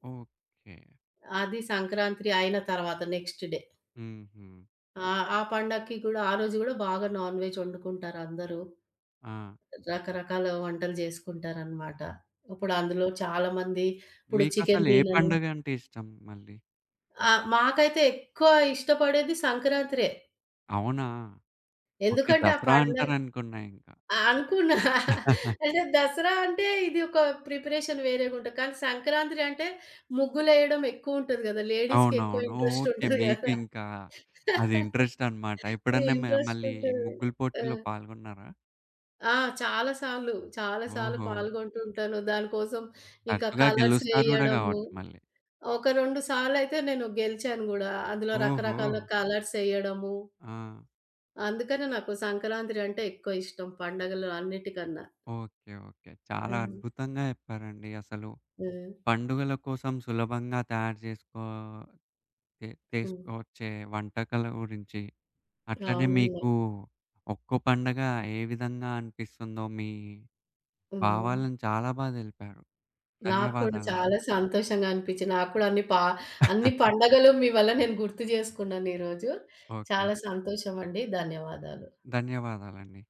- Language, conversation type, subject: Telugu, podcast, పండగల కోసం సులభంగా, త్వరగా తయారయ్యే వంటకాలు ఏవి?
- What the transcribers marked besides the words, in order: in English: "నెక్స్ట్ డే"; in English: "నాన్‌వెజ్"; chuckle; in English: "ప్రిపరేషన్"; in English: "ఇంట్రెస్ట్"; in English: "ఇంట్రెస్ట్"; chuckle; in English: "ఇంట్రెస్ట్"; in English: "కలర్స్"; chuckle